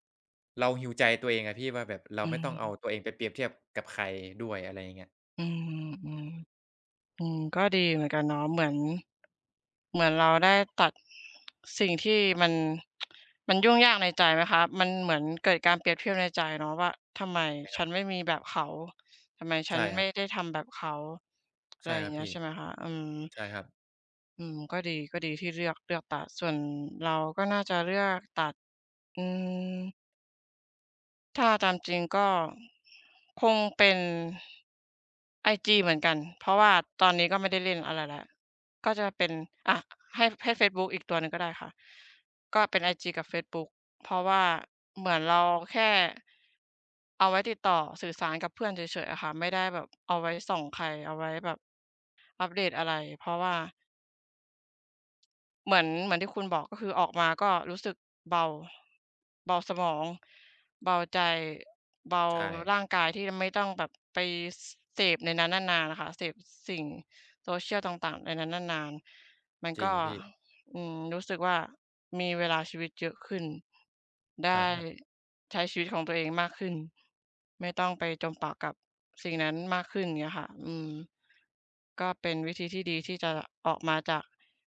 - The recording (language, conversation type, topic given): Thai, unstructured, เทคโนโลยีได้เปลี่ยนแปลงวิถีชีวิตของคุณอย่างไรบ้าง?
- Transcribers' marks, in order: in English: "heal"; tapping; tsk; other background noise